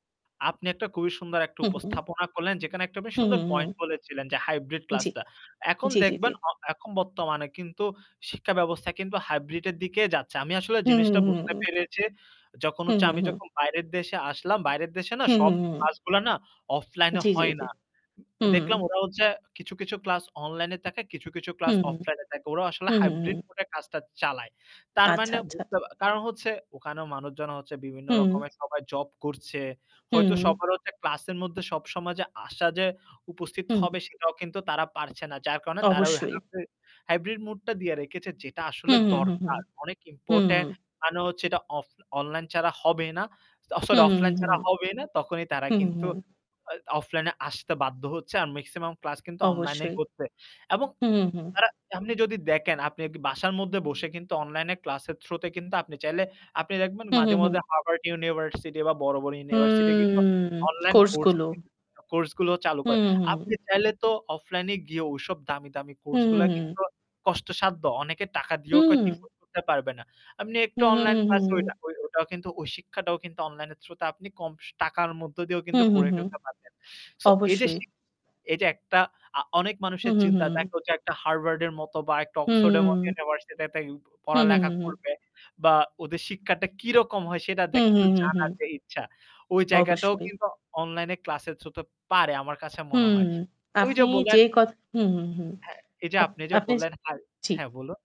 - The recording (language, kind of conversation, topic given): Bengali, unstructured, অনলাইন ক্লাস কি শিক্ষার মান কমিয়ে দিয়েছে?
- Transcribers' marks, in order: static; tapping; "যেখানে" said as "যেকানে"; other background noise; "পেরেছি" said as "পেরেচি"; "থাকে" said as "তাকে"; distorted speech; "মধ্যে" said as "মদ্দে"; drawn out: "হুম"; unintelligible speech; unintelligible speech